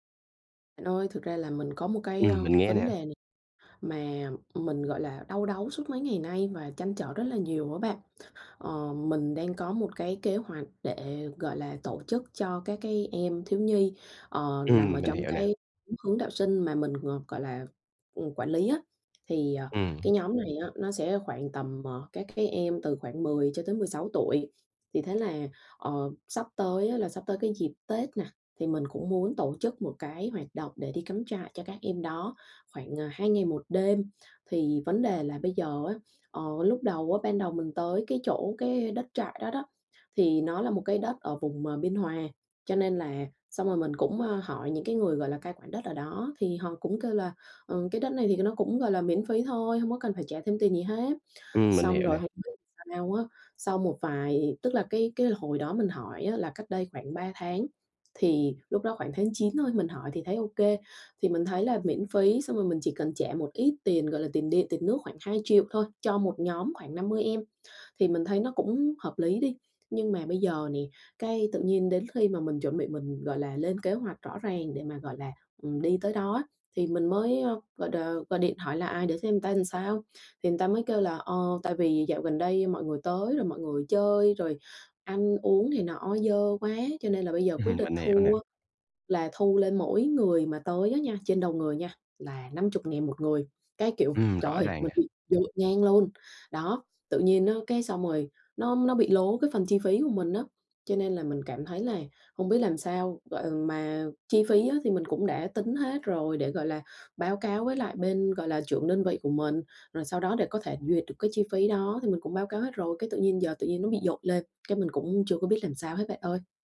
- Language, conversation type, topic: Vietnamese, advice, Làm sao để quản lý chi phí và ngân sách hiệu quả?
- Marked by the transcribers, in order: tapping